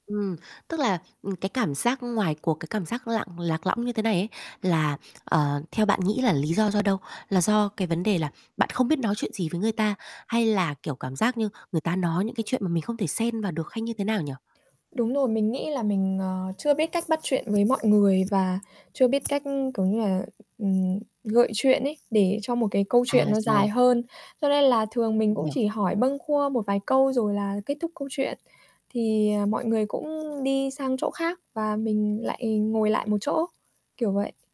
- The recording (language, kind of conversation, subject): Vietnamese, advice, Tại sao mình thường cảm thấy lạc lõng khi tham dự các buổi lễ?
- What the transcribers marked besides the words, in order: distorted speech; mechanical hum; other background noise